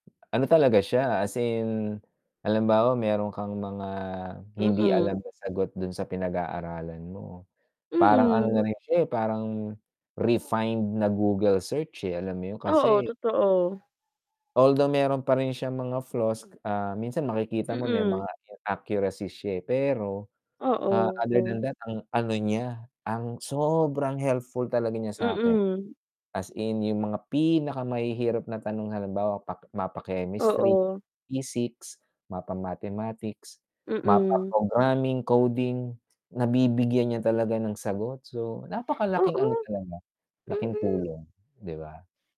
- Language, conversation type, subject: Filipino, unstructured, Ano ang pinakamalaking hamon mo sa pag-aaral?
- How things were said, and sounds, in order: other background noise; distorted speech; static; in English: "refined"; tapping